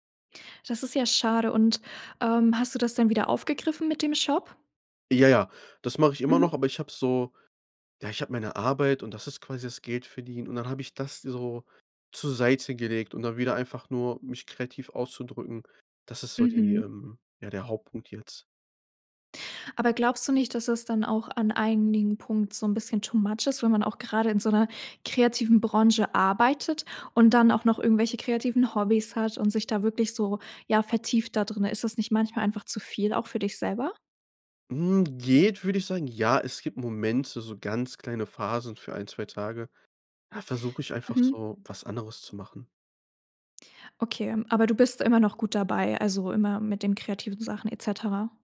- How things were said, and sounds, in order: other background noise; in English: "too much"
- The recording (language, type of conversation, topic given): German, podcast, Wie bewahrst du dir langfristig die Freude am kreativen Schaffen?